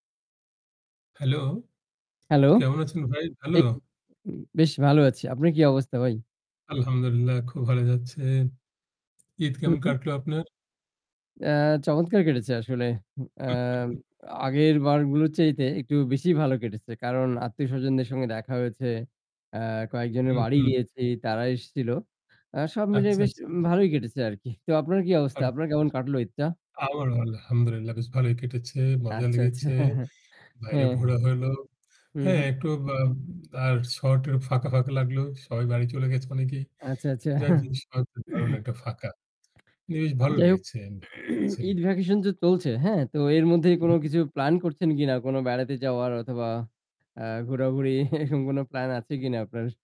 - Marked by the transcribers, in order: static; other background noise; chuckle; distorted speech; unintelligible speech; chuckle; throat clearing; throat clearing; chuckle
- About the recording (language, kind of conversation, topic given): Bengali, unstructured, ভ্রমণের সময় নিরাপত্তাহীনতা নিয়ে আপনার কী কী অভিজ্ঞতা হয়েছে?
- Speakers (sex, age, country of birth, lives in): male, 40-44, Bangladesh, Bangladesh; male, 70-74, Bangladesh, Bangladesh